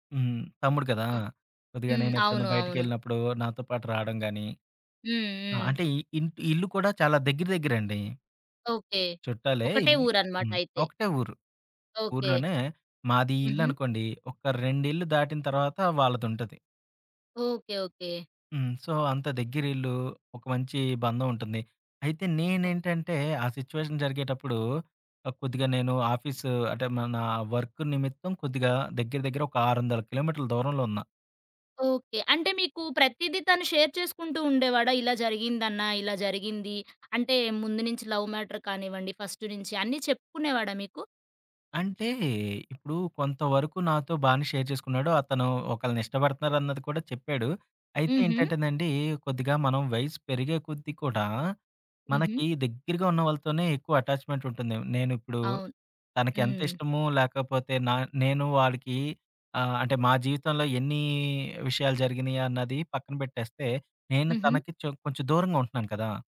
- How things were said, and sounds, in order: in English: "సో"; in English: "సిచ్యువేషన్"; in English: "షేర్"; other background noise; in English: "లవ్ మ్యాటర్"; in English: "షేర్"; tapping
- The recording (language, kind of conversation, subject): Telugu, podcast, బాధపడుతున్న బంధువుని ఎంత దూరం నుంచి ఎలా సపోర్ట్ చేస్తారు?